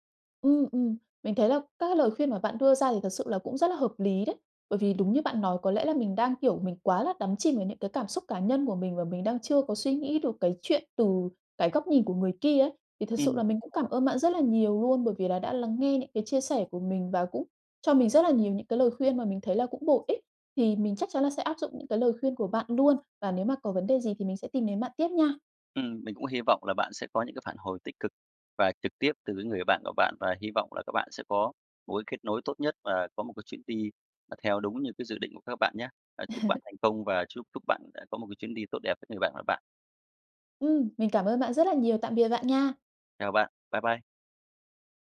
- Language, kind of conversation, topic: Vietnamese, advice, Làm thế nào để giao tiếp với bạn bè hiệu quả hơn, tránh hiểu lầm và giữ gìn tình bạn?
- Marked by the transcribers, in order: unintelligible speech; chuckle